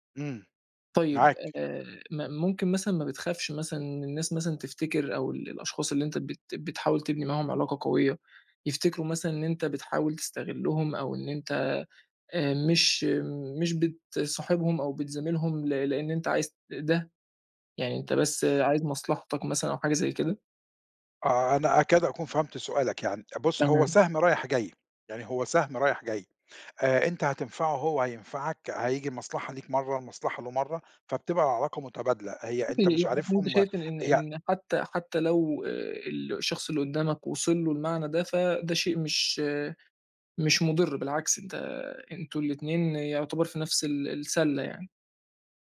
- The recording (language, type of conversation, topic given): Arabic, podcast, ازاي تبني شبكة علاقات مهنية قوية؟
- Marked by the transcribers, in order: unintelligible speech